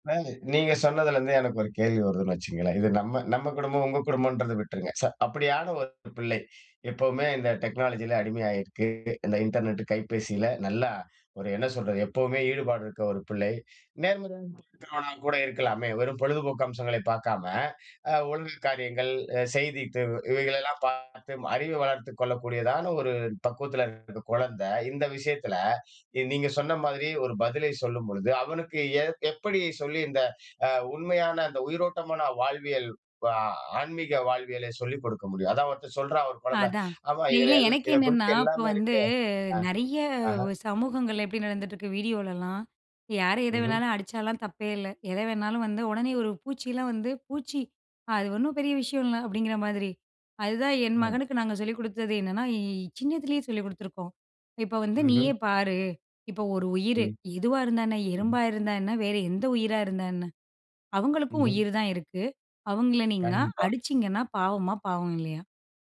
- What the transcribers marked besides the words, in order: none
- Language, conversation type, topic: Tamil, podcast, அடுத்த தலைமுறைக்கு நீங்கள் ஒரே ஒரு மதிப்பை மட்டும் வழங்க வேண்டுமென்றால், அது எது?